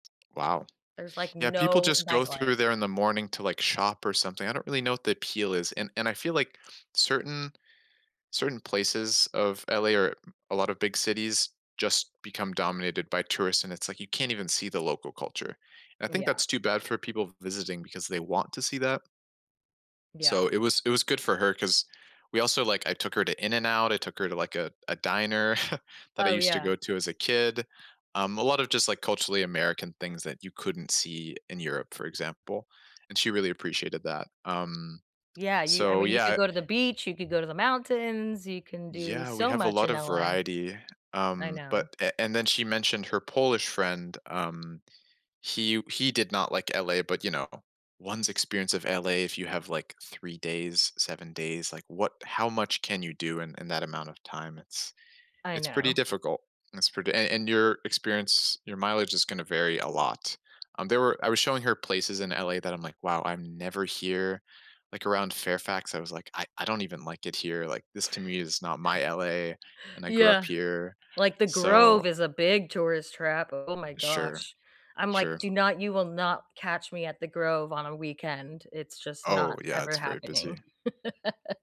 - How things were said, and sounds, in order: other background noise; tapping; chuckle; chuckle; laugh
- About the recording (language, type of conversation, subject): English, unstructured, How do you decide whether a tourist trap is worth visiting or better avoided?